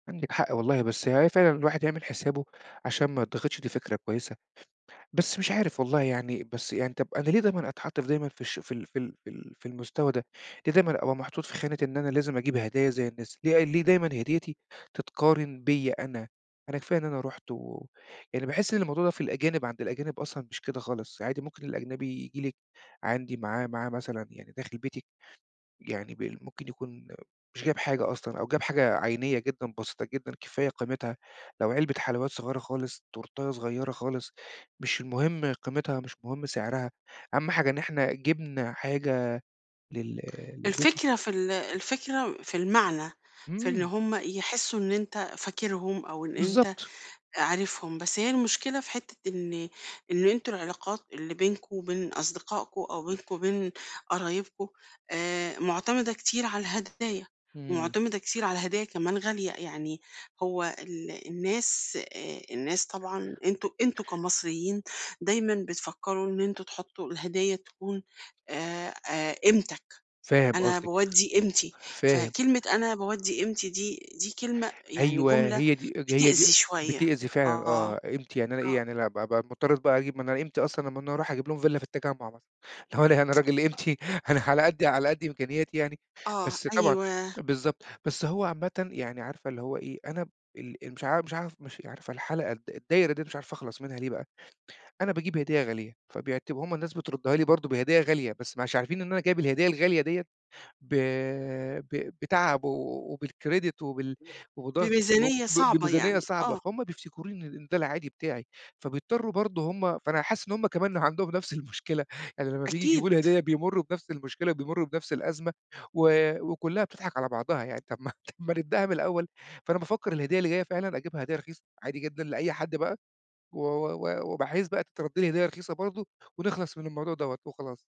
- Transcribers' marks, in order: other noise; laughing while speaking: "قيمتي أنا على قدّي"; in English: "وبالCredit"; other background noise; tapping
- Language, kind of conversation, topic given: Arabic, advice, إزاي بتتعامل مع الضغط الاجتماعي اللي بيخليك تشتري هدايا أو حاجات غالية عشان متبانش أقل من غيرك؟